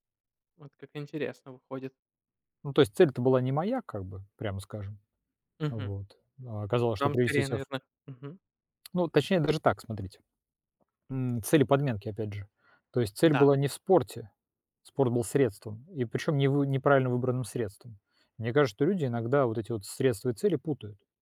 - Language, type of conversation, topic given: Russian, unstructured, Что мешает людям достигать своих целей?
- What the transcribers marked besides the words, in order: tapping